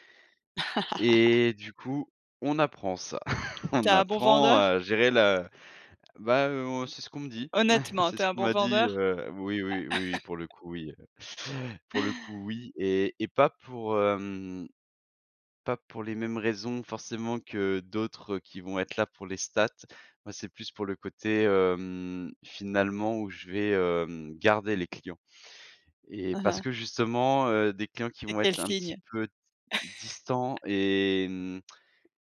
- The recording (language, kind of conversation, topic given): French, podcast, Comment transformes-tu un malentendu en conversation constructive ?
- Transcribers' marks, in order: laugh; chuckle; tapping; chuckle; chuckle; "statistiques" said as "stats"; chuckle